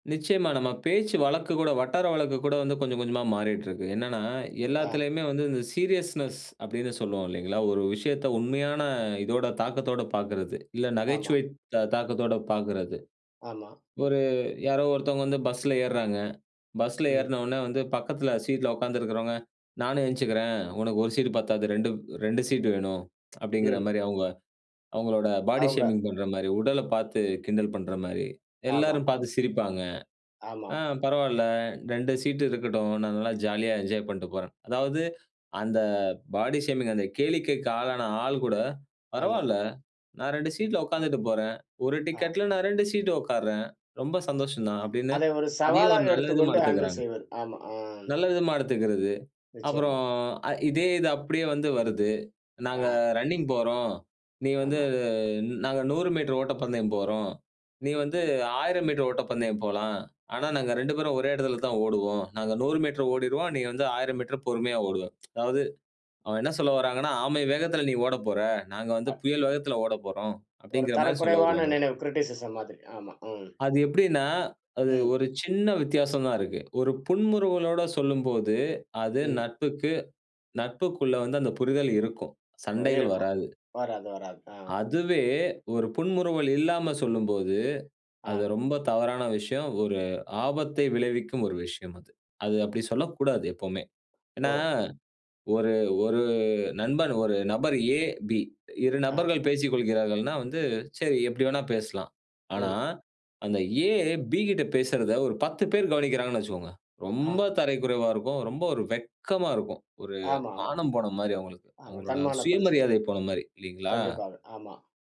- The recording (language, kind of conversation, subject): Tamil, podcast, நண்பர்களின் பார்வை உங்கள் பாணியை மாற்றுமா?
- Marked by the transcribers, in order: other noise; in English: "சீரியஸ்னெஸ்"; tsk; in English: "பாடி ஷேமிங்"; in English: "பாடி ஷேமிங்"; in English: "ஹேண்டில்"; drawn out: "வந்து"; tsk; in English: "கிரிட்டிசிசம்"